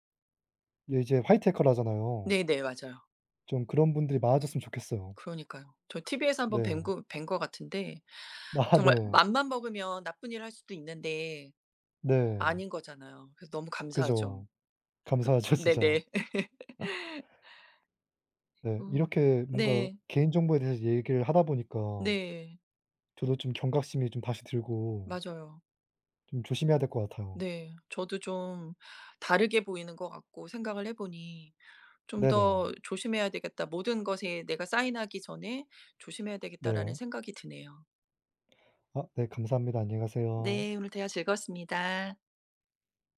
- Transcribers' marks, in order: laughing while speaking: "아"; laughing while speaking: "감사하죠"; laugh; laugh; other background noise
- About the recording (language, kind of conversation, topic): Korean, unstructured, 기술 발전으로 개인정보가 위험해질까요?